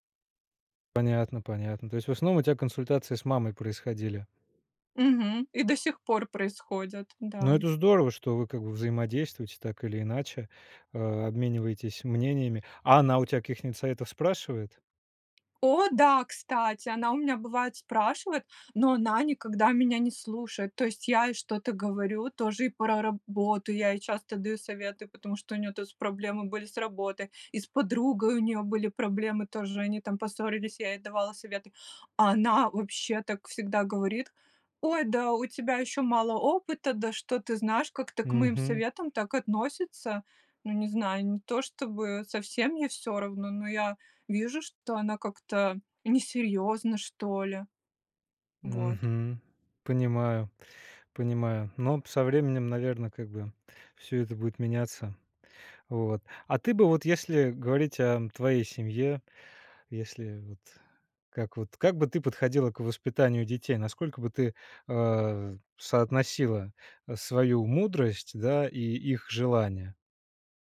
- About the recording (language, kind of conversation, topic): Russian, podcast, Что делать, когда семейные ожидания расходятся с вашими мечтами?
- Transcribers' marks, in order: tapping